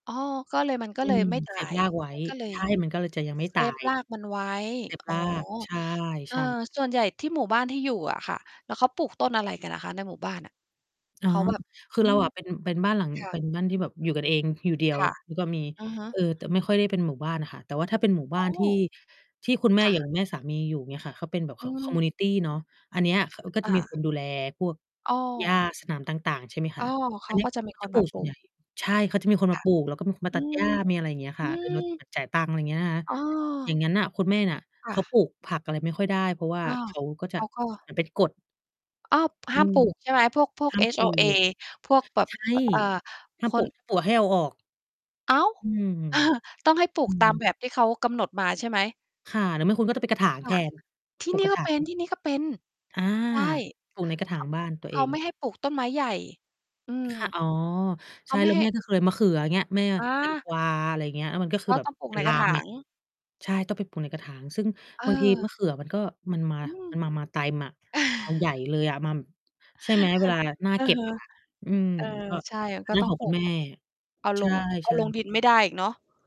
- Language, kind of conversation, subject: Thai, unstructured, คุณคิดว่าการปลูกต้นไม้ส่งผลดีต่อชุมชนอย่างไร?
- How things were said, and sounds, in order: distorted speech; in English: "คอมมิวนิตี"; tapping; static; chuckle; chuckle